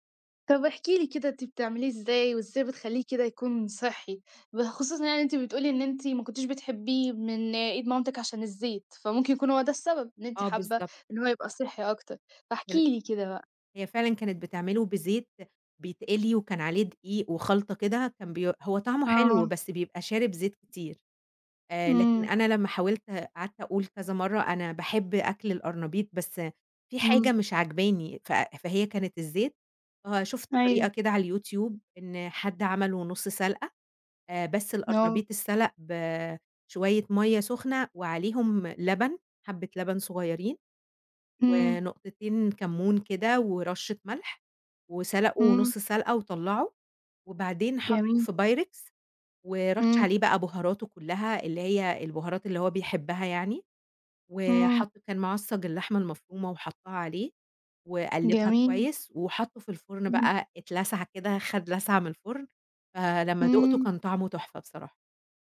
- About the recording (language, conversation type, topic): Arabic, podcast, إزاي بتختار أكل صحي؟
- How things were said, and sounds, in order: tapping